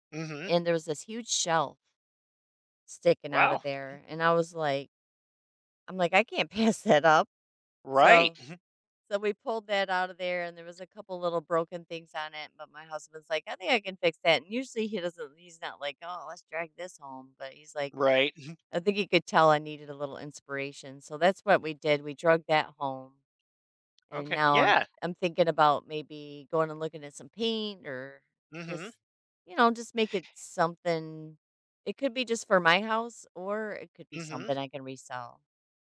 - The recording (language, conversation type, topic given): English, advice, How do i get started with a new hobby when i'm excited but unsure where to begin?
- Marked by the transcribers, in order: other noise; laughing while speaking: "pass"; tapping